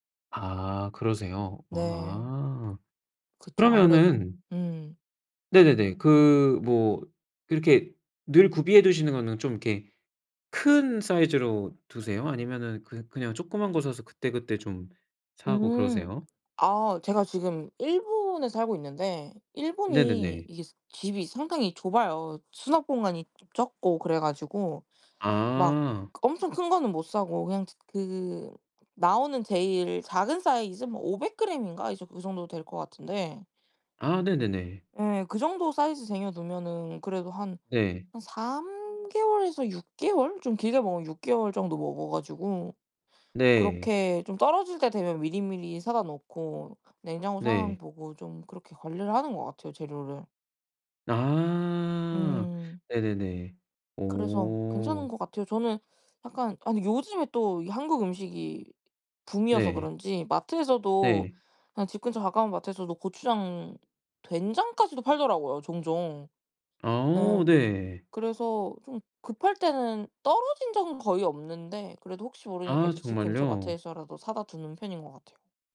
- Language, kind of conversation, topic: Korean, podcast, 집에 늘 챙겨두는 필수 재료는 무엇인가요?
- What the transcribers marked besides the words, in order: other background noise